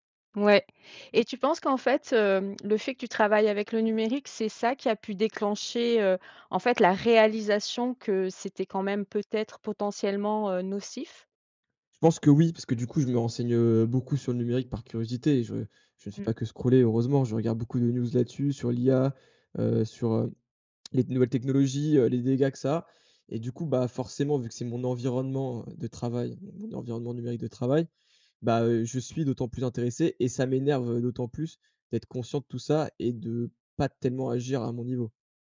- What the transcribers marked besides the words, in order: tapping; stressed: "réalisation"; in English: "scroller"; stressed: "pas"
- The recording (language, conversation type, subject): French, podcast, Comment t’organises-tu pour faire une pause numérique ?
- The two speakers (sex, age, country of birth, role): female, 45-49, France, host; male, 20-24, France, guest